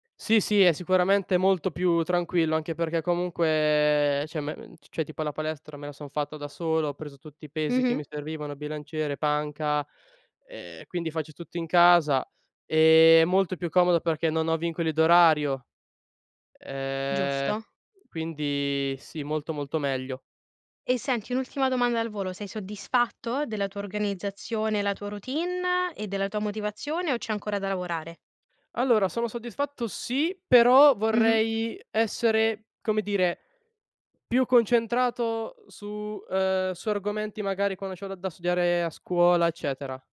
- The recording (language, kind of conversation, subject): Italian, podcast, Come mantieni la motivazione nel lungo periodo?
- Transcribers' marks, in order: "cioè" said as "ceh"; "cioè" said as "ceh"; tapping